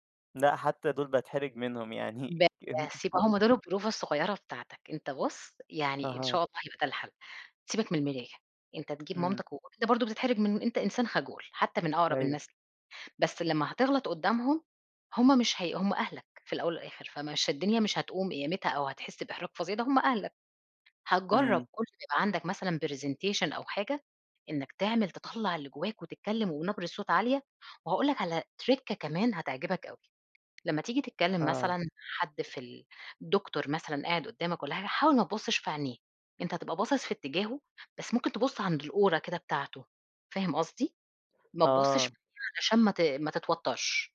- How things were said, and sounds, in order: unintelligible speech; in Italian: "البروفة"; in English: "presentation"; in English: "trick"; unintelligible speech
- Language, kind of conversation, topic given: Arabic, advice, إزاي أتعامل مع خوفي لما أتكلم قدّام الناس في عرض أو اجتماع أو امتحان شفهي؟